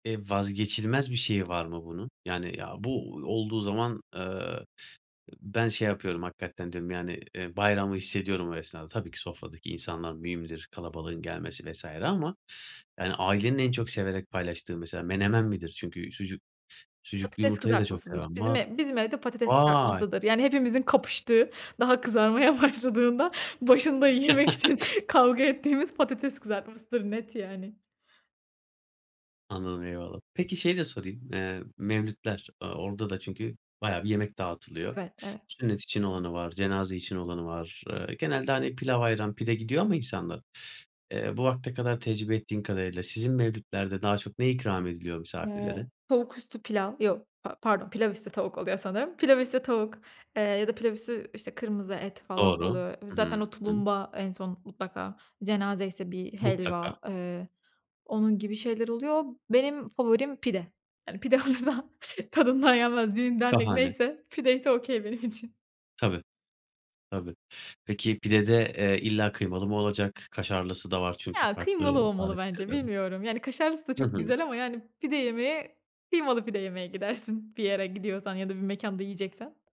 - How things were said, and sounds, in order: laughing while speaking: "kızarmaya başladığında başında yemek için"; chuckle; "mevlitler" said as "mevlütler"; "mevlitlerde" said as "mevlütlerde"; laughing while speaking: "olursa tadından"; in English: "okay"; laughing while speaking: "için"; laughing while speaking: "gidersin"
- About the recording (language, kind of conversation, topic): Turkish, podcast, Evdeki yemek kokusu seni nasıl etkiler?
- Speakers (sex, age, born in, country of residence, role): female, 25-29, Turkey, Italy, guest; male, 30-34, Turkey, Bulgaria, host